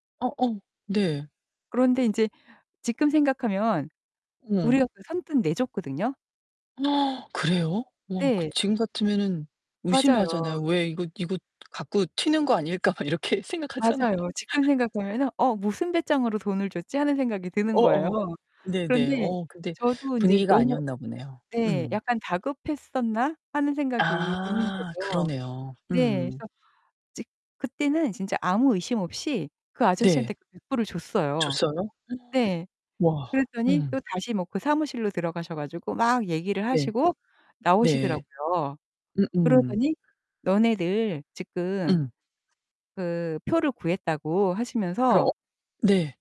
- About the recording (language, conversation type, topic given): Korean, podcast, 여행 중에 누군가에게 도움을 받거나 도움을 준 적이 있으신가요?
- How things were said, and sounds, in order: tapping; gasp; other background noise; laughing while speaking: "막 이렇게 생각하잖아요"; distorted speech; gasp